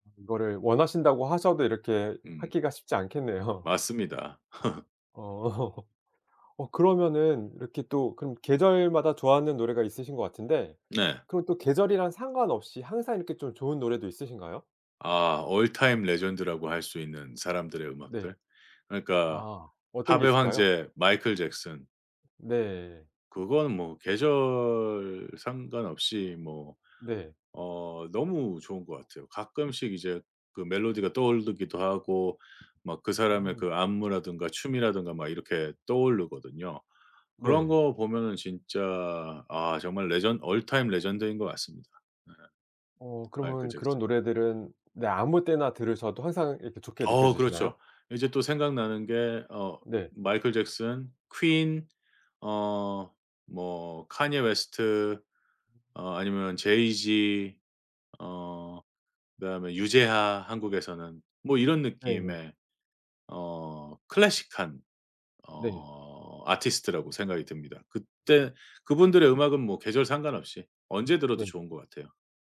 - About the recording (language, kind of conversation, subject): Korean, podcast, 계절마다 떠오르는 노래가 있으신가요?
- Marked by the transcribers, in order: laughing while speaking: "않겠네요"; laugh; laughing while speaking: "어"; in English: "all time legend라고"; other background noise; drawn out: "계절"; in English: "legend all time legend"